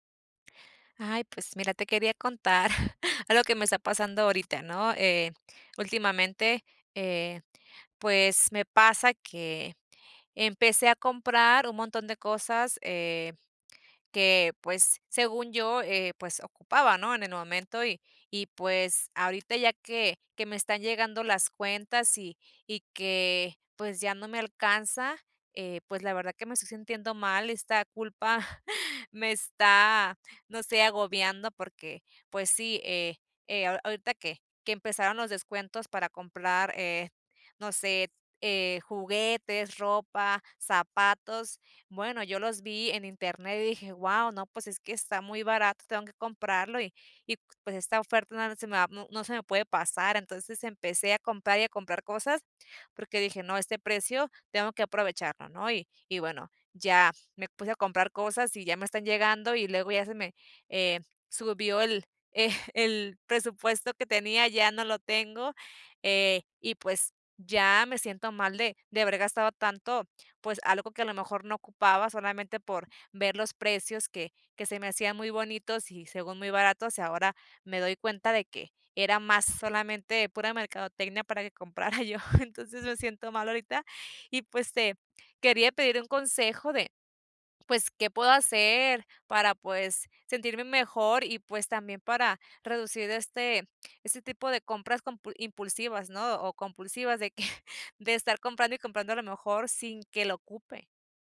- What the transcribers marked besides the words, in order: chuckle; chuckle; laughing while speaking: "comprara yo"; chuckle
- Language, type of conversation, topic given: Spanish, advice, ¿Cómo ha afectado tu presupuesto la compra impulsiva constante y qué culpa te genera?